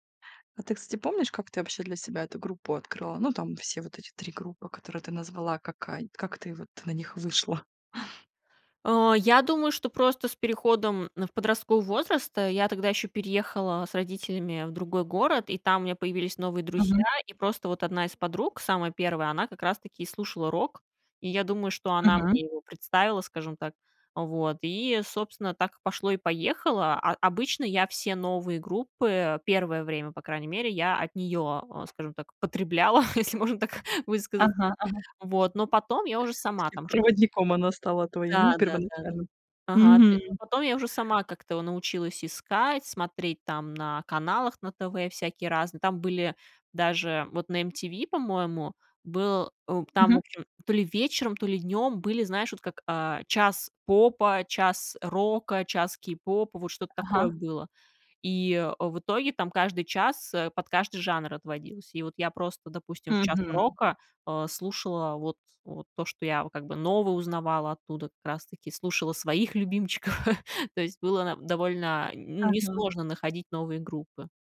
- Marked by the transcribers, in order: other background noise; tapping; chuckle; unintelligible speech; chuckle
- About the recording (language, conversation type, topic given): Russian, podcast, Какая музыка формировала твой вкус в юности?